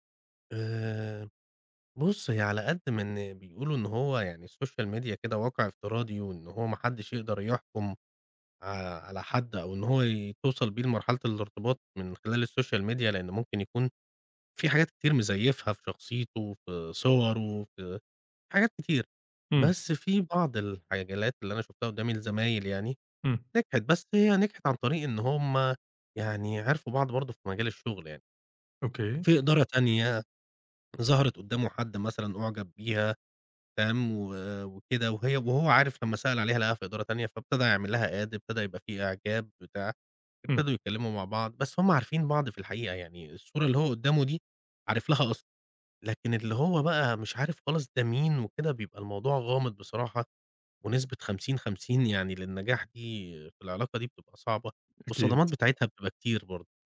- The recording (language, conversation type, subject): Arabic, podcast, إيه رأيك في تأثير السوشيال ميديا على العلاقات؟
- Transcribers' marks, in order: in English: "الSocial Media"; in English: "الSocial Media"; "الحالات" said as "الحاجلات"; tapping; in English: "add"